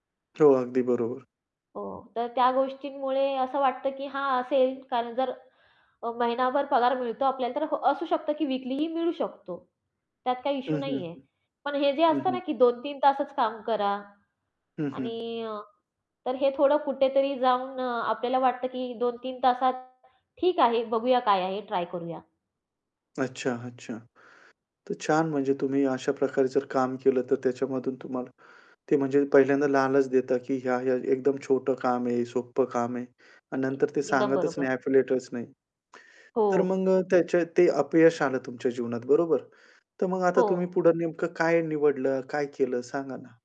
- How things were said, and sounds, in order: distorted speech; other noise; other background noise; in English: "एफिलिएटच"; static
- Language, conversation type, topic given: Marathi, podcast, कोणत्या अपयशानंतर तुम्ही पुन्हा उभे राहिलात आणि ते कसे शक्य झाले?